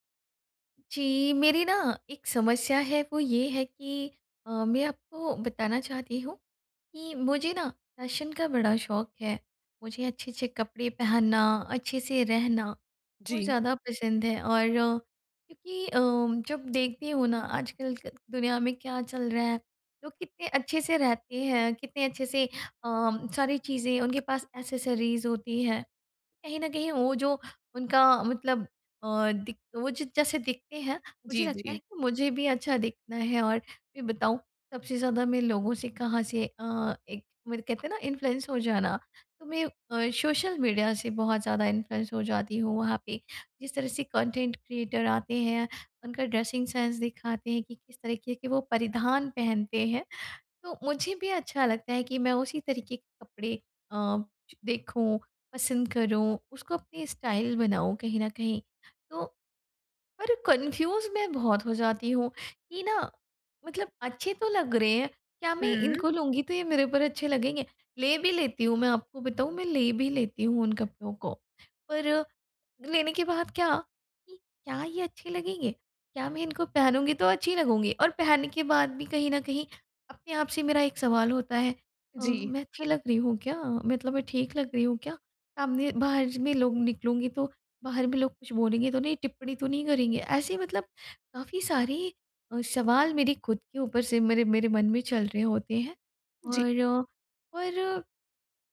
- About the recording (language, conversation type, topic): Hindi, advice, कपड़े और स्टाइल चुनने में मुझे मदद कैसे मिल सकती है?
- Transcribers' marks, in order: in English: "एक्सेसरीज़"; in English: "इन्फ्लुएंस"; in English: "इन्फ्लुएंस"; in English: "कंटेंट क्रिएटर"; in English: "ड्रेसिंग सेंस"; in English: "स्टाइल"; in English: "कन्फ्यूज़"